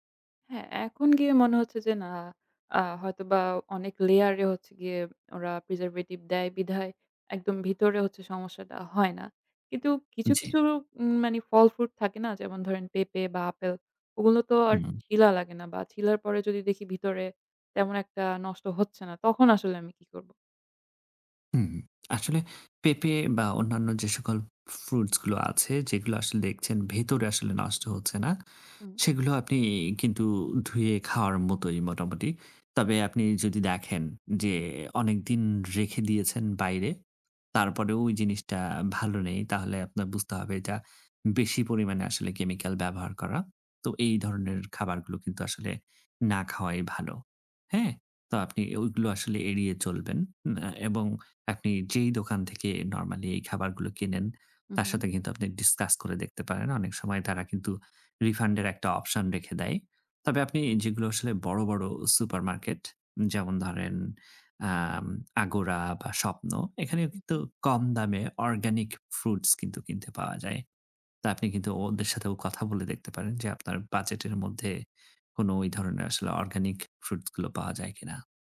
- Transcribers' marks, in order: in English: "preservative"; tapping; in English: "discuss"; in English: "refund"; in English: "organic fruits"; in English: "organic fruits"
- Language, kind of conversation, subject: Bengali, advice, বাজেটের মধ্যে স্বাস্থ্যকর খাবার কেনা কেন কঠিন লাগে?